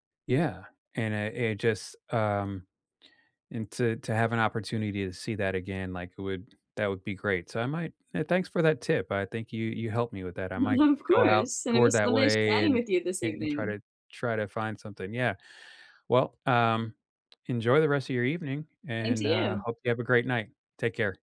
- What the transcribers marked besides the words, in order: chuckle
- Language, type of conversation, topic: English, unstructured, What local shortcuts help you make any city feel like yours?
- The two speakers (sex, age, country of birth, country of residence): female, 40-44, Philippines, United States; male, 55-59, United States, United States